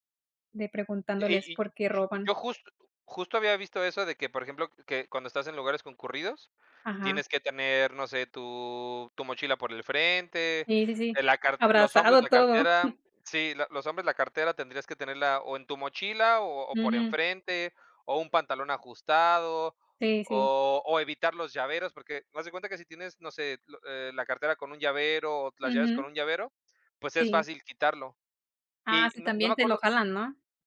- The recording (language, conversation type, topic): Spanish, unstructured, ¿Alguna vez te han robado algo mientras viajabas?
- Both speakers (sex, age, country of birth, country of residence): female, 30-34, Mexico, United States; male, 35-39, Mexico, Mexico
- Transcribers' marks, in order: other background noise; chuckle